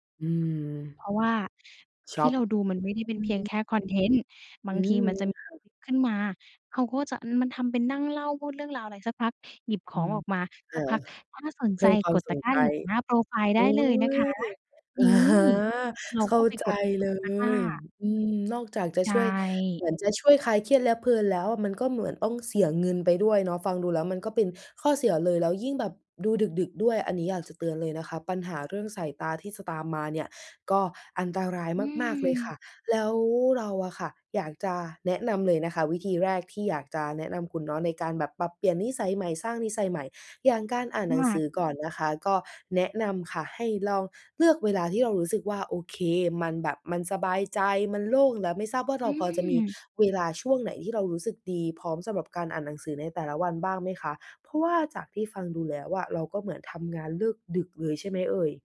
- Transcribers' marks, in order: other background noise
- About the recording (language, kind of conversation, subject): Thai, advice, ฉันจะทำอย่างไรให้สร้างนิสัยใหม่ได้ต่อเนื่องและติดตามความก้าวหน้าได้ง่ายขึ้น?